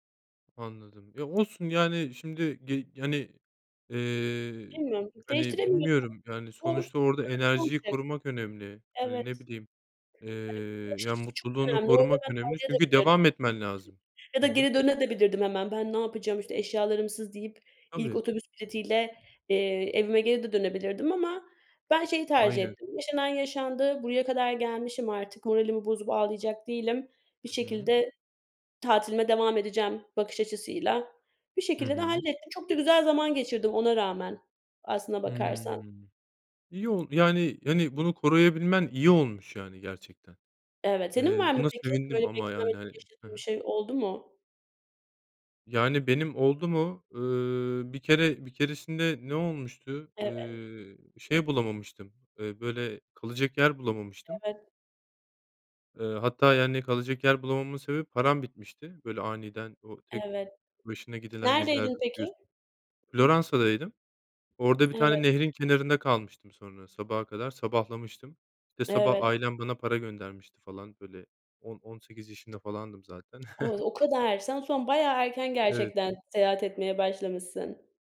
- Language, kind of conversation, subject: Turkish, unstructured, Seyahat etmek size ne kadar mutluluk verir?
- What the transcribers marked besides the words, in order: other background noise; unintelligible speech; unintelligible speech; unintelligible speech; tapping